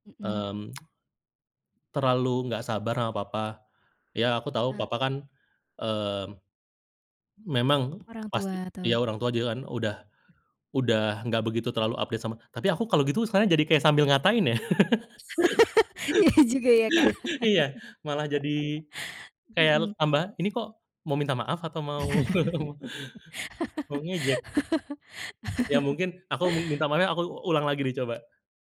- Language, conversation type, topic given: Indonesian, podcast, Bagaimana cara Anda meminta maaf dengan tulus?
- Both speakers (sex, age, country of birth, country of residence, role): female, 25-29, Indonesia, Indonesia, host; male, 30-34, Indonesia, Indonesia, guest
- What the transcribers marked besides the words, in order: other background noise; in English: "update"; laugh; laughing while speaking: "Iya juga ya, Kak"; laugh; laugh; tapping; chuckle